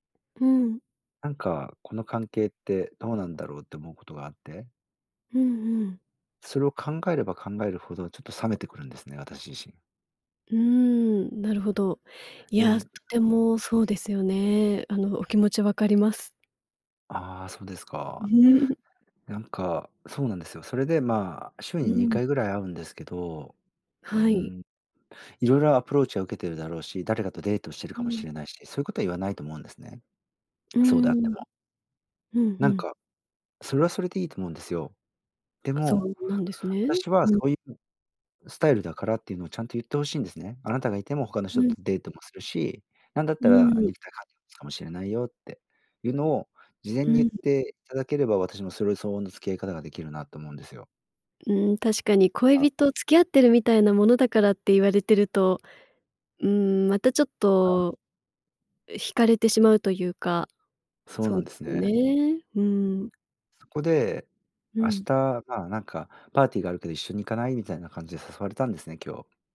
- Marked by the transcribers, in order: chuckle; swallow
- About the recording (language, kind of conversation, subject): Japanese, advice, 冷めた関係をどう戻すか悩んでいる